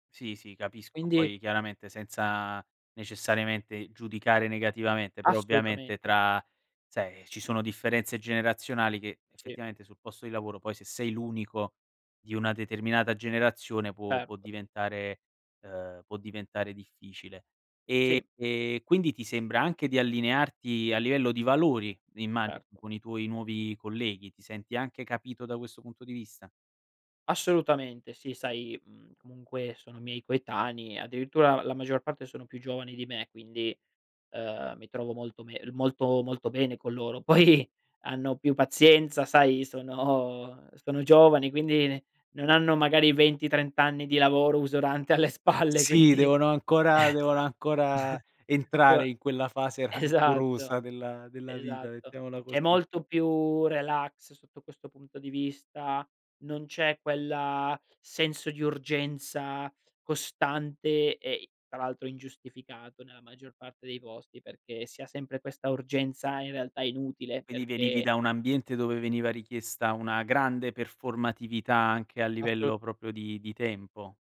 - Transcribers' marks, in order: "comunque" said as "munque"; laughing while speaking: "Poi"; laughing while speaking: "sono"; laughing while speaking: "alle spalle"; laughing while speaking: "rancorosa"; chuckle; unintelligible speech
- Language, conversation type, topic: Italian, podcast, Come il tuo lavoro riflette i tuoi valori personali?